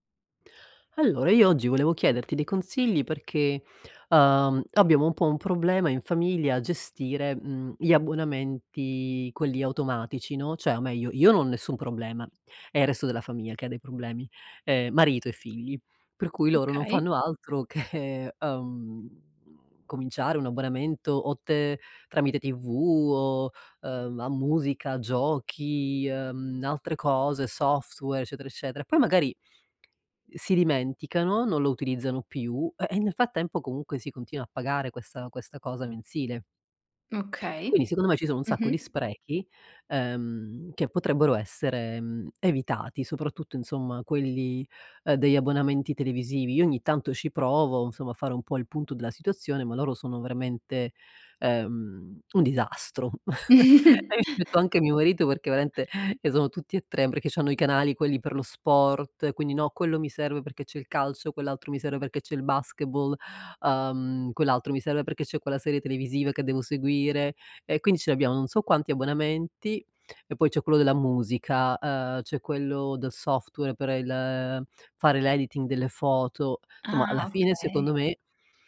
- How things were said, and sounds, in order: laughing while speaking: "che"; in English: "software"; "eccetera" said as "cetera"; chuckle; "veramente" said as "veaente"; chuckle; in English: "basketball"; chuckle; other background noise; in English: "software"; in English: "editing"; "sicuramente" said as "sicuamente"; laughing while speaking: "una"; "limite" said as "limito"; "maschile" said as "meschile"; chuckle; laughing while speaking: "quindi"
- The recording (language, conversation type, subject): Italian, advice, Come posso cancellare gli abbonamenti automatici che uso poco?